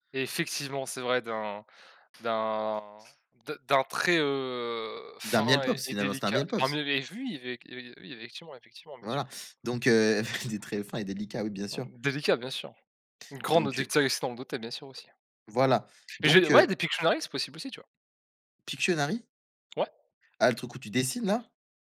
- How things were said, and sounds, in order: other background noise; tapping; chuckle; unintelligible speech
- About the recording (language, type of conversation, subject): French, unstructured, Préférez-vous les soirées entre amis ou les moments en famille ?